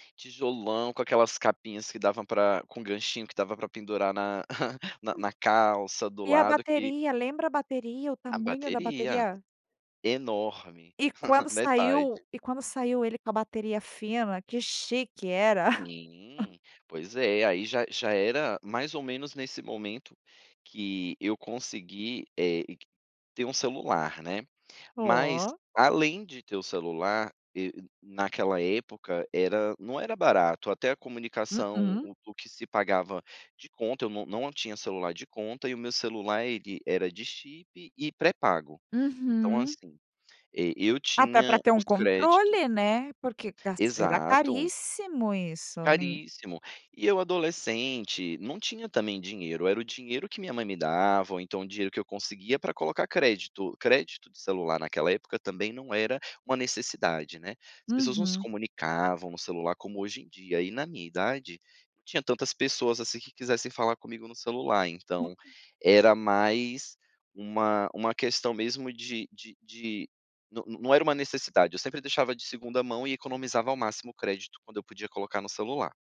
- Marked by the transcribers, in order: chuckle; tapping; chuckle; chuckle
- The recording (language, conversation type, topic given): Portuguese, podcast, Como você criou uma solução criativa usando tecnologia?